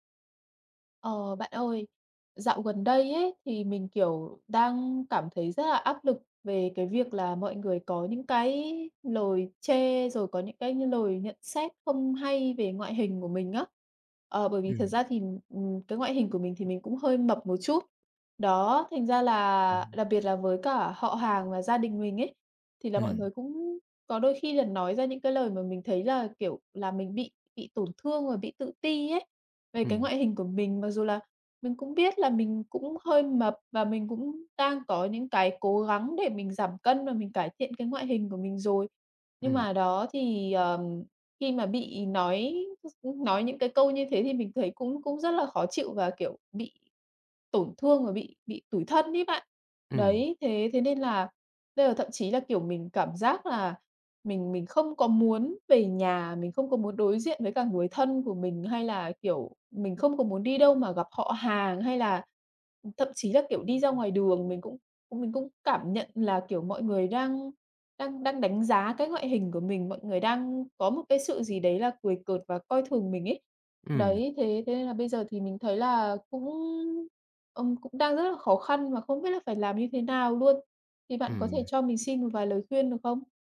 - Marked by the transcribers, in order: tapping; unintelligible speech
- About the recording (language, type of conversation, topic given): Vietnamese, advice, Làm sao để bớt khó chịu khi bị chê về ngoại hình hoặc phong cách?